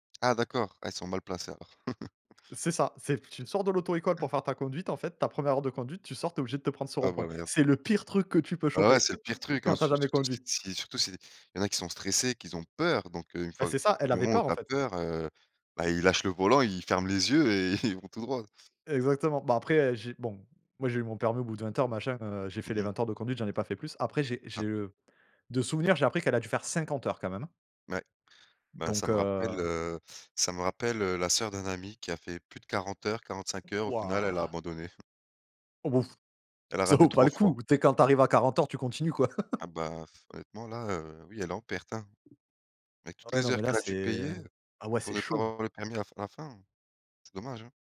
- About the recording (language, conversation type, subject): French, unstructured, Qu’est-ce qui te fait perdre patience dans les transports ?
- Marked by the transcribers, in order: chuckle; other background noise; chuckle; chuckle; tapping; chuckle; chuckle